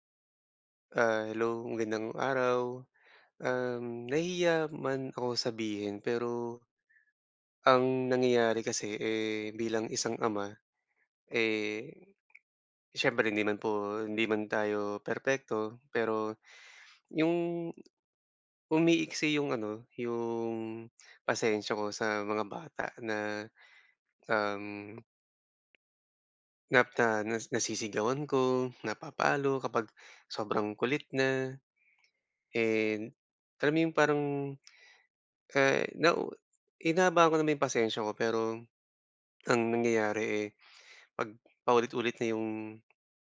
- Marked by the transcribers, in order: other background noise; tapping
- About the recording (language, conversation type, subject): Filipino, advice, Paano ko haharapin ang sarili ko nang may pag-unawa kapag nagkulang ako?